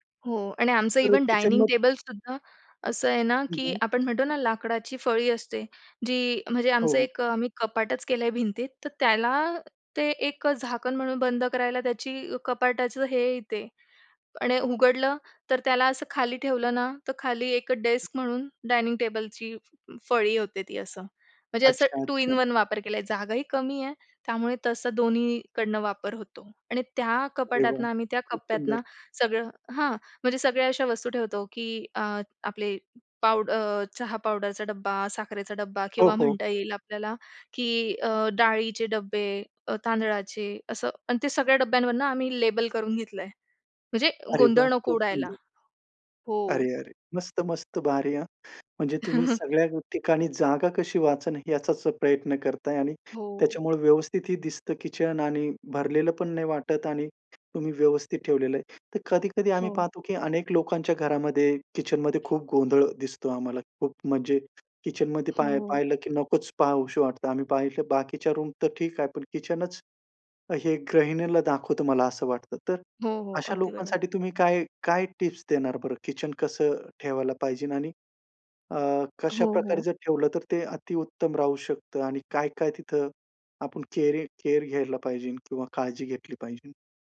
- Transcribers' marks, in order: in English: "डेस्क"; other noise; in English: "टू इन वन"; in English: "लेबल"; chuckle
- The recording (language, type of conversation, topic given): Marathi, podcast, किचनमध्ये जागा वाचवण्यासाठी काय करता?